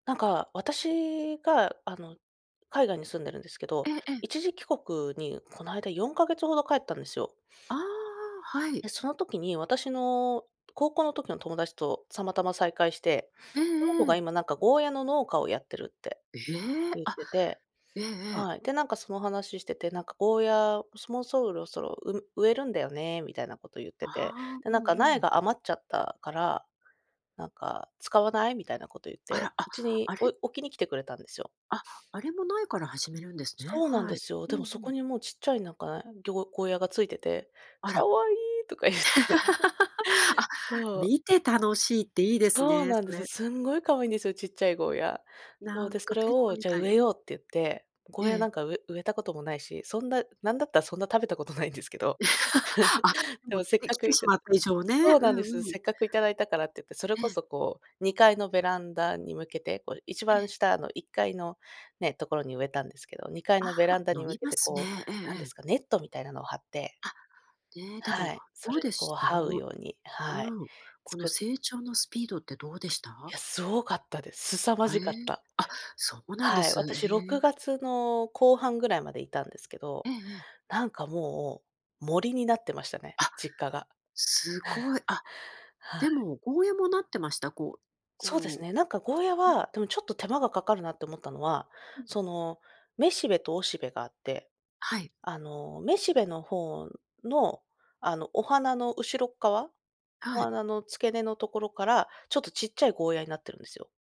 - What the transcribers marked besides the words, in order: "たまたま" said as "つあまたま"; other noise; laugh; laugh; laugh; tapping
- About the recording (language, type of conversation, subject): Japanese, podcast, 小さな庭やベランダで自然を楽しむコツは？